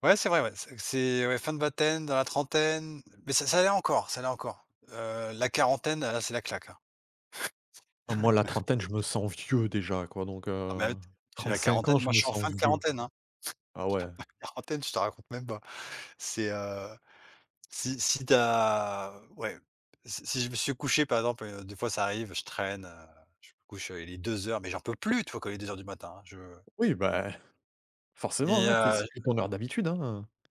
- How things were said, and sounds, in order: other noise; chuckle; stressed: "vieux"; stressed: "vieux"; chuckle; stressed: "plus"; tapping
- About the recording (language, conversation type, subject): French, unstructured, Qu’est-ce qui te permet de te sentir en paix avec toi-même ?